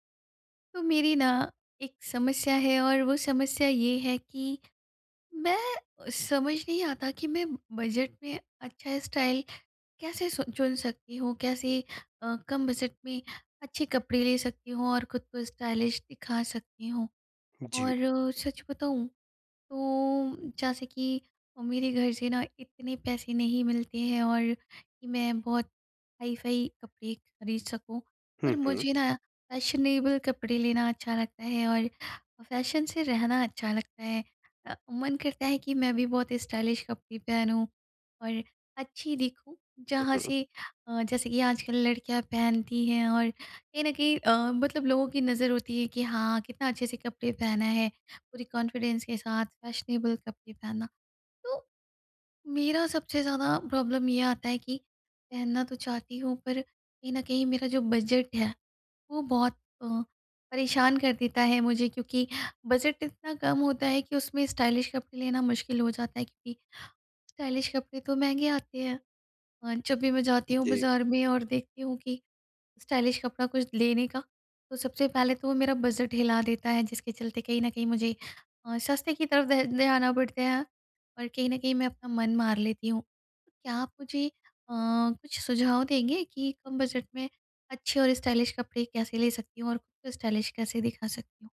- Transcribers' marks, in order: in English: "स्टाइल"; in English: "स्टाइलिश"; in English: "फैशनेबल"; in English: "फ़ैशन"; in English: "स्टाइलिश"; in English: "कॉन्फिडेंस"; in English: "फ़ैशनेबल"; in English: "प्रॉब्लम"; in English: "स्टाइलिश"; in English: "स्टाइलिश"; in English: "स्टाइलिश"; in English: "स्टाइलिश"; in English: "स्टाइलिश"
- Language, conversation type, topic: Hindi, advice, कम बजट में मैं अच्छा और स्टाइलिश कैसे दिख सकता/सकती हूँ?